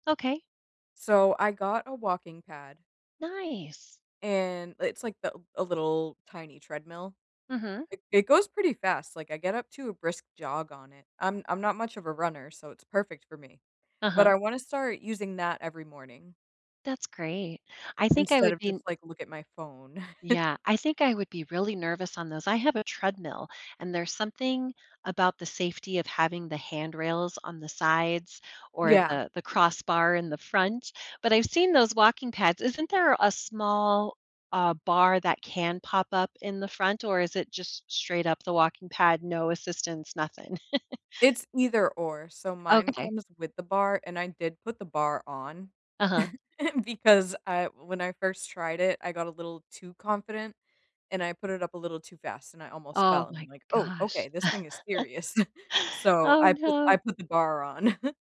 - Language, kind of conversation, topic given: English, unstructured, What morning routine helps you start your day best?
- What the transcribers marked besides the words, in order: chuckle; laugh; chuckle; laugh; chuckle